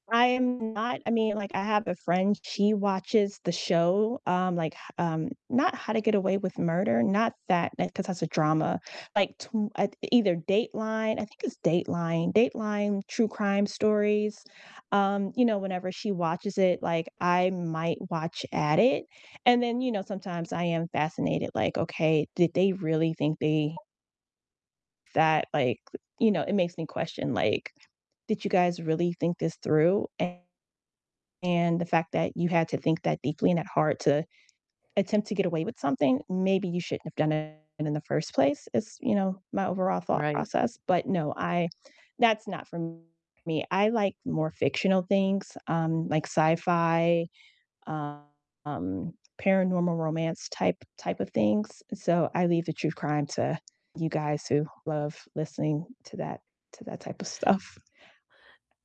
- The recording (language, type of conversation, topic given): English, unstructured, Which under-the-radar podcasts do you keep recommending, and what makes them special to you?
- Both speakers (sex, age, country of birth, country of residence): female, 45-49, United States, United States; female, 55-59, United States, United States
- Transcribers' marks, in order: distorted speech; other background noise; tapping